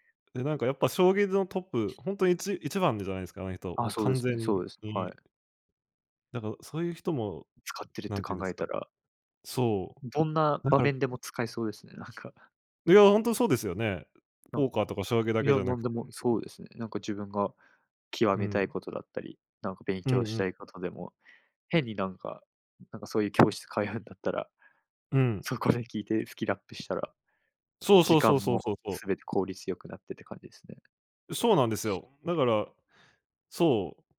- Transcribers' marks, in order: other background noise
- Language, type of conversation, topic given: Japanese, podcast, 自分なりの勉強法はありますか？